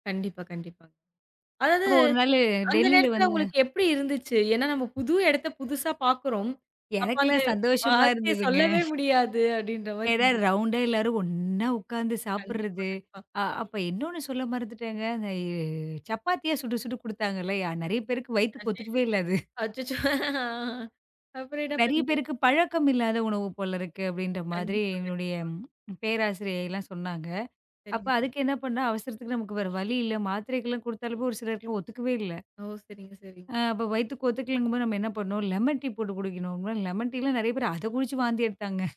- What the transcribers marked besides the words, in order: laughing while speaking: "எனக்கெல்லாம் சந்தோஷமா இருந்ததுங்க"; other background noise; unintelligible speech; laughing while speaking: "அச்சச்சோ! ஆ. அப்புறம் என்ன பண்ணீங்க?"; snort
- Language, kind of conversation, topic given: Tamil, podcast, ஒரு குழுவுடன் சென்ற பயணத்தில் உங்களுக்கு மிகவும் சுவாரஸ்யமாக இருந்த அனுபவம் என்ன?